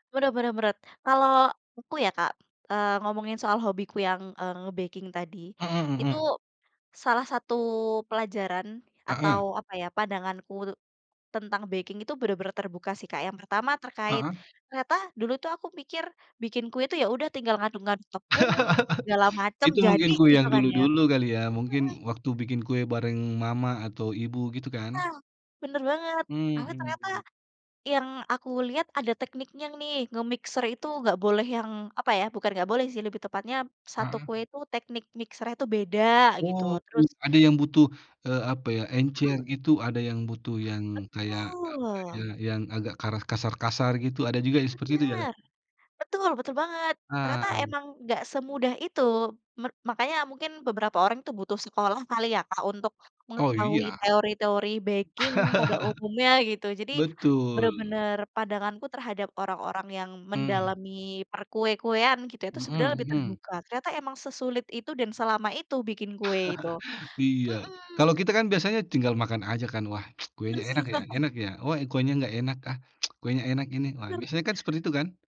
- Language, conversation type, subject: Indonesian, unstructured, Pernahkah kamu menemukan hobi yang benar-benar mengejutkan?
- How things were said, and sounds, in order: in English: "nge-baking"; in English: "baking"; laugh; other background noise; in English: "nge-mixer"; in English: "mixer-nya"; drawn out: "Betul"; tapping; in English: "baking"; chuckle; chuckle; tsk; laugh; tsk